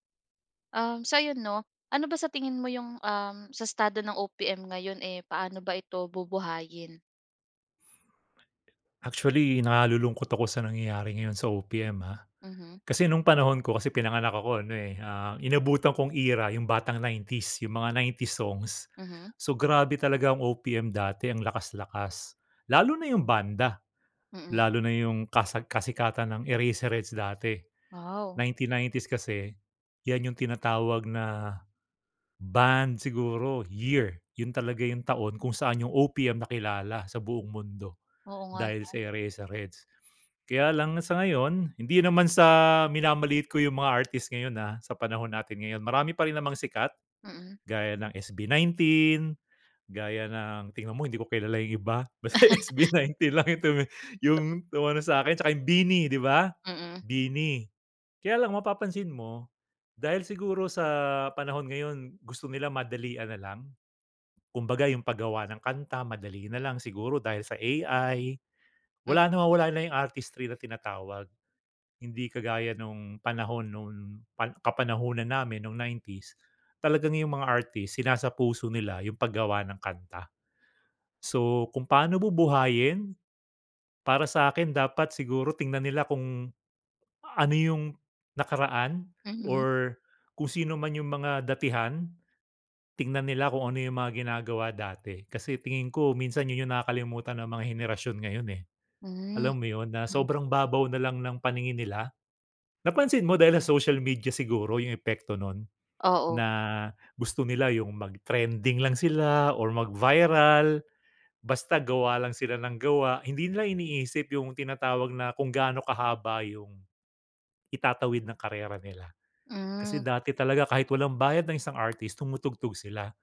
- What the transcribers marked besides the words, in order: laughing while speaking: "basta SB19 lang 'yong tumi"; in English: "artistry"
- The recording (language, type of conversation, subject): Filipino, podcast, Ano ang tingin mo sa kasalukuyang kalagayan ng OPM, at paano pa natin ito mapapasigla?